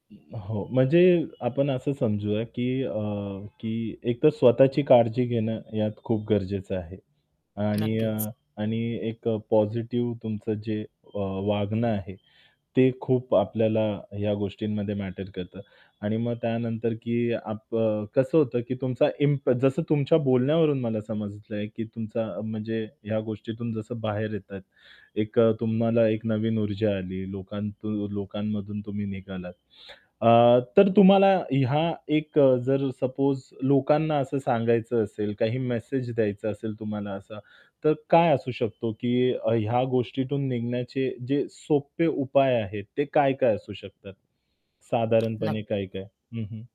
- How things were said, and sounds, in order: other street noise; static; other background noise; horn; in English: "सपोज"; tapping; distorted speech
- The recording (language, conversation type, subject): Marathi, podcast, कधी तुम्ही तुमच्या अंतर्मनाला दुर्लक्षित केल्यामुळे त्रास झाला आहे का?